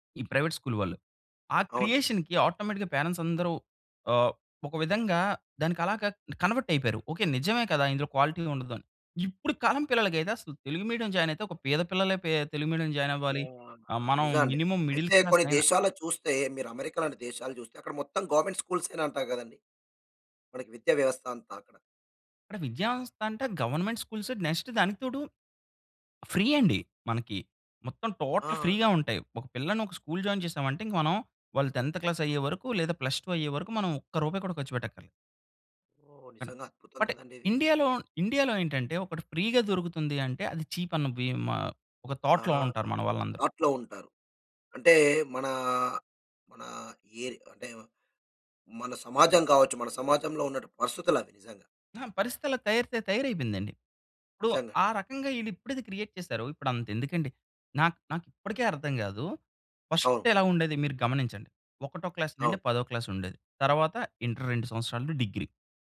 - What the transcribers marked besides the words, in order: in English: "ప్రైవేట్ స్కూల్"; in English: "క్రియేషన్‌కి ఆటోమేటిక్‌గా పేరంట్స్"; in English: "కన్వర్ట్"; in English: "క్వాలిటీ"; in English: "జాయిన్"; in English: "జాయిన్"; other noise; in English: "మినిమమ్ మిడిల్ క్లాస్"; in English: "గవర్నమెంట్"; in English: "గవర్నమెంట్ స్కూల్స్ నెక్స్ట్"; in English: "ఫ్రీ"; in English: "టోటల్ ఫ్రీ"; in English: "స్కూల్ జాయిన్"; in English: "టెన్త్ క్లాస్"; in English: "ప్లస్ టు"; in English: "ఫ్రీ‌గా"; in English: "చీప్"; in English: "థాట్‌లో"; in English: "క్రియేట్"; in English: "క్లాస్"; in English: "క్లాస్"
- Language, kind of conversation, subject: Telugu, podcast, స్థానిక భాషా కంటెంట్ పెరుగుదలపై మీ అభిప్రాయం ఏమిటి?